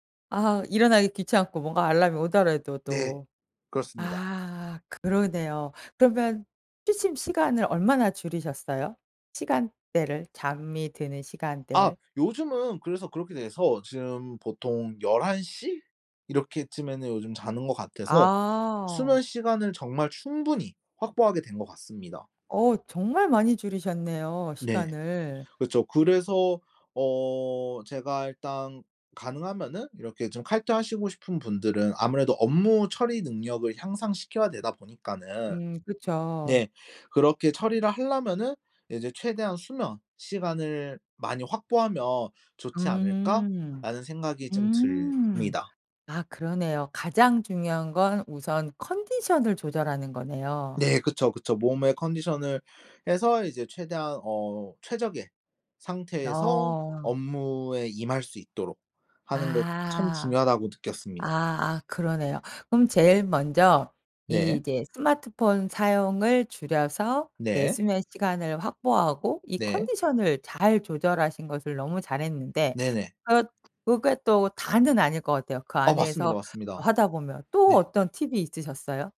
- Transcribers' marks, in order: tapping; other background noise; "듭니다" said as "들니다"
- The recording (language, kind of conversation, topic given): Korean, podcast, 칼퇴근을 지키려면 어떤 습관이 필요할까요?